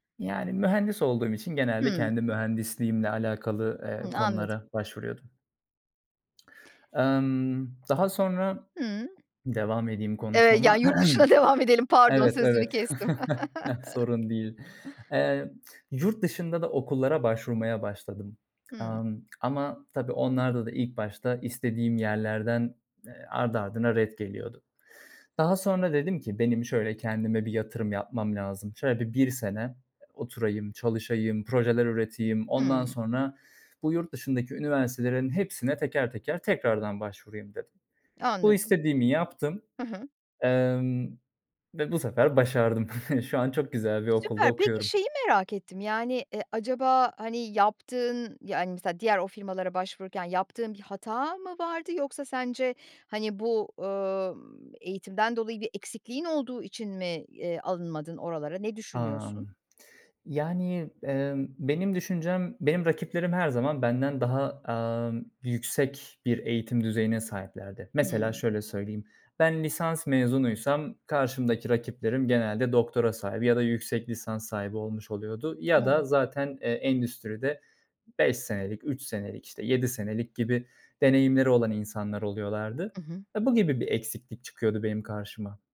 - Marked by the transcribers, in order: other background noise; throat clearing; chuckle; laughing while speaking: "devam edelim"; chuckle; chuckle
- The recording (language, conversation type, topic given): Turkish, podcast, Başarısızlıktan öğrendiğin en önemli ders nedir?